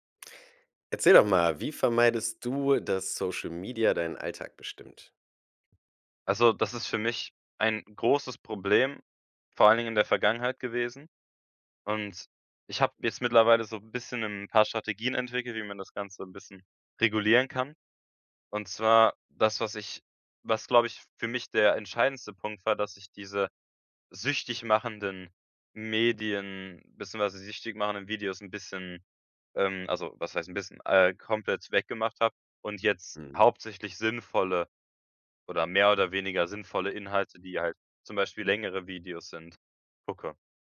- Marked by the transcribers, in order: none
- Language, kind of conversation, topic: German, podcast, Wie vermeidest du, dass Social Media deinen Alltag bestimmt?